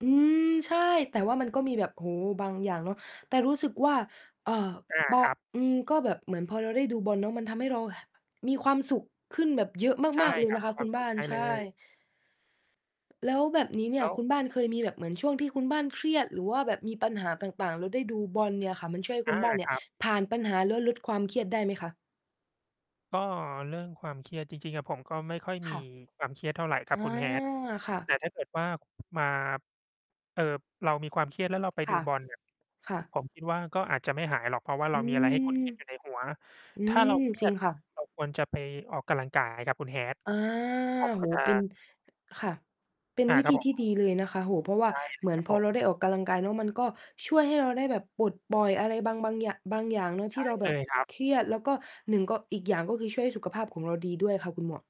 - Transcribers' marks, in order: distorted speech; tapping; static
- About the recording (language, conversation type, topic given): Thai, unstructured, คุณชอบทำกิจกรรมอะไรในเวลาว่างมากที่สุด?
- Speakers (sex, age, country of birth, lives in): female, 20-24, Thailand, Thailand; male, 35-39, Thailand, Thailand